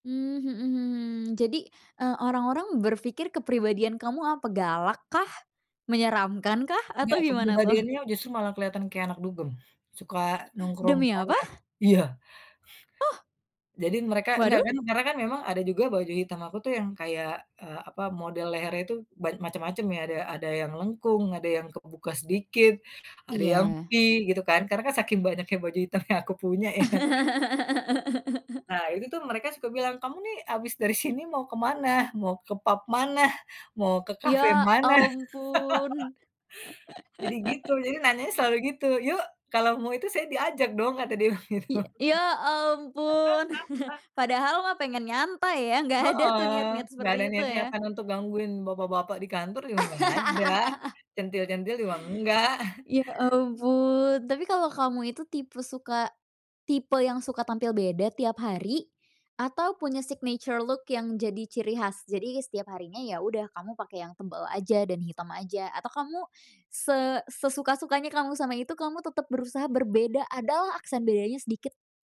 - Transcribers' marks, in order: unintelligible speech; laughing while speaking: "baju hitam yang aku punya ya"; laugh; laugh; chuckle; laughing while speaking: "begitu"; laugh; other background noise; laugh; chuckle; in English: "signature look"
- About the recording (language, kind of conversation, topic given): Indonesian, podcast, Menurut kamu, gaya berpakaianmu mencerminkan dirimu yang seperti apa?